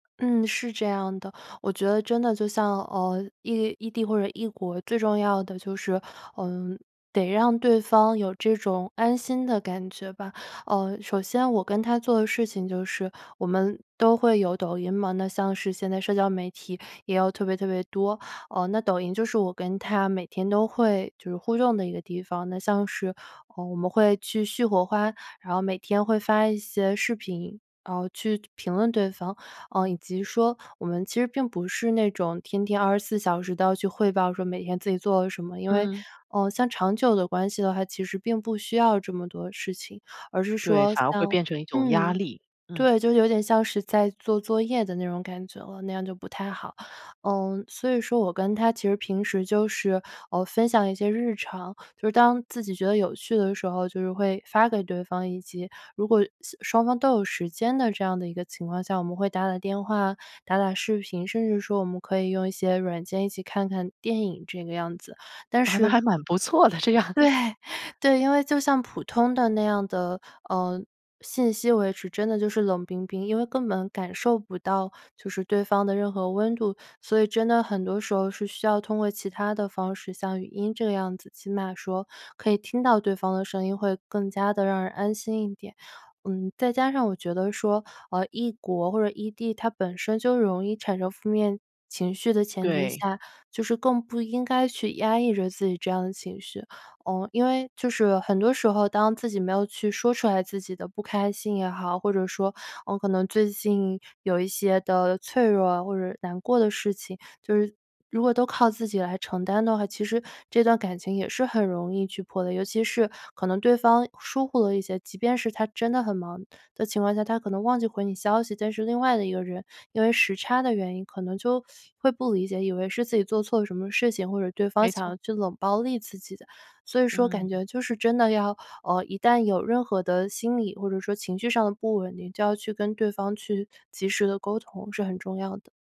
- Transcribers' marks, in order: "互动" said as "互重"; "时" said as "些"; laughing while speaking: "啊，那还蛮不错的，这样"; laughing while speaking: "对，对"; chuckle; teeth sucking
- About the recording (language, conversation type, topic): Chinese, podcast, 在爱情里，信任怎么建立起来？